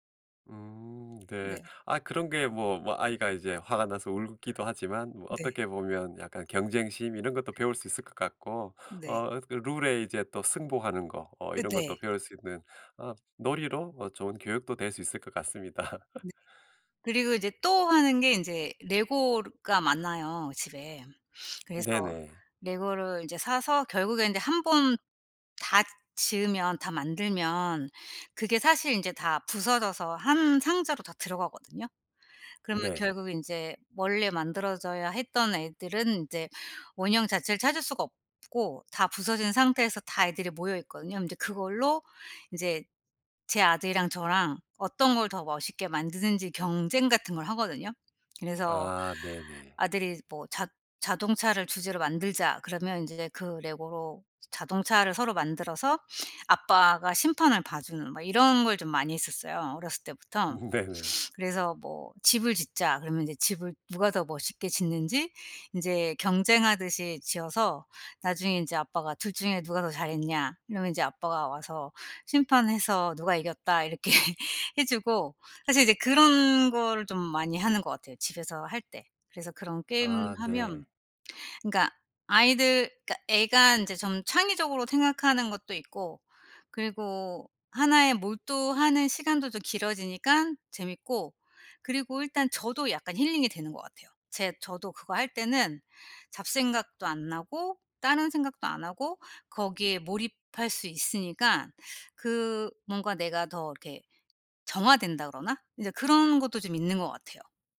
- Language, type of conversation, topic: Korean, podcast, 집에서 간단히 할 수 있는 놀이가 뭐가 있을까요?
- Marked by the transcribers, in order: laugh; sniff; laughing while speaking: "음"; laughing while speaking: "이렇게"; other background noise; teeth sucking